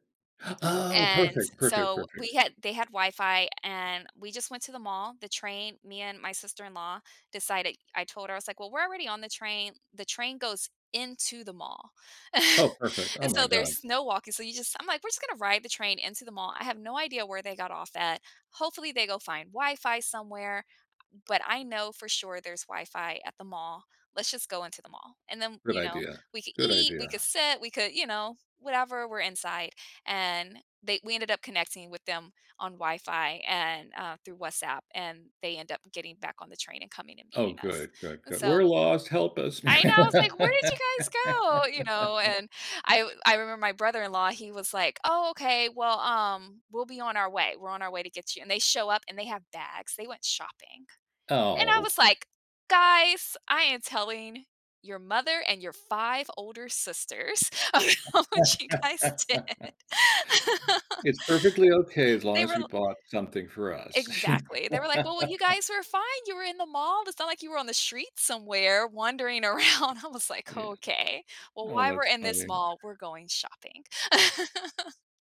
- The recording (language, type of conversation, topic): English, unstructured, What is the most surprising place you have ever visited?
- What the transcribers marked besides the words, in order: gasp; hiccup; other background noise; chuckle; put-on voice: "We're lost. Help us"; joyful: "Where did you guys go?"; laugh; laugh; laughing while speaking: "about what you guys did"; laugh; laugh; laughing while speaking: "around"; laugh